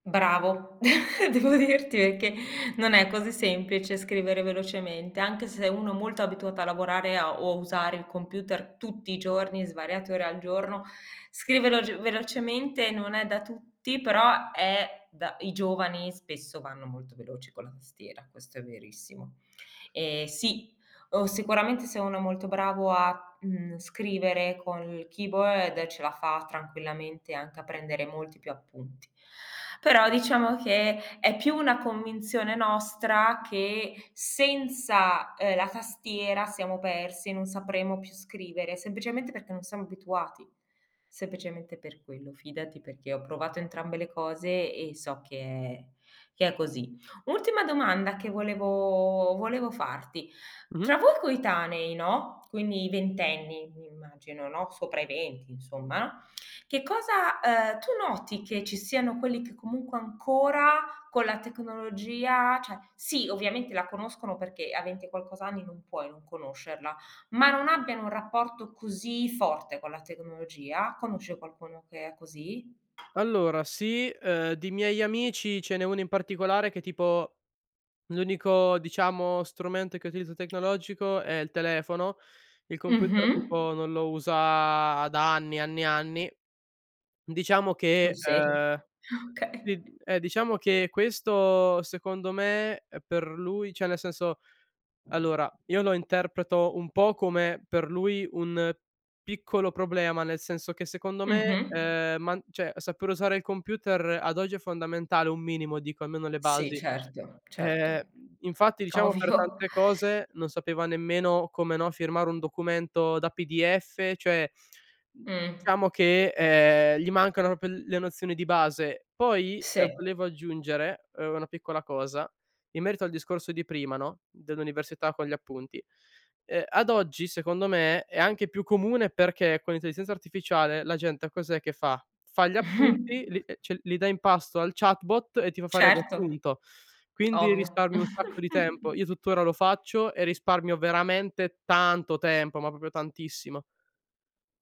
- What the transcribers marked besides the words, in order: chuckle; laughing while speaking: "Devo dirti"; in English: "keyboard"; drawn out: "volevo"; "cioè" said as "ceh"; tapping; other background noise; laughing while speaking: "Ah, okay"; "cioè" said as "ceh"; chuckle; "cioè" said as "ceh"; laughing while speaking: "ovvio"; "proprio" said as "propio"; "cioè" said as "ceh"; chuckle; chuckle; "proprio" said as "propio"
- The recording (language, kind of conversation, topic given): Italian, podcast, Che consigli daresti a chi ha paura di provare nuove tecnologie?